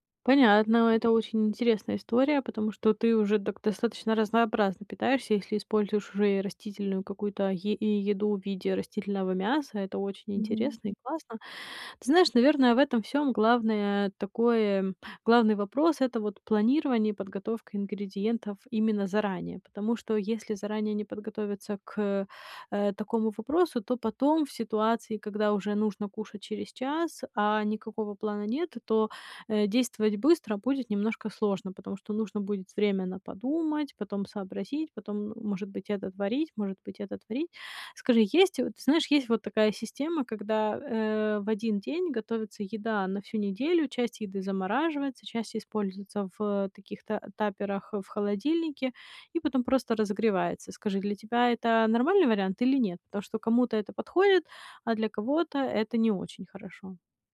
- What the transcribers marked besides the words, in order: in English: "т таперах"
- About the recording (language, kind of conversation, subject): Russian, advice, Как каждый день быстро готовить вкусную и полезную еду?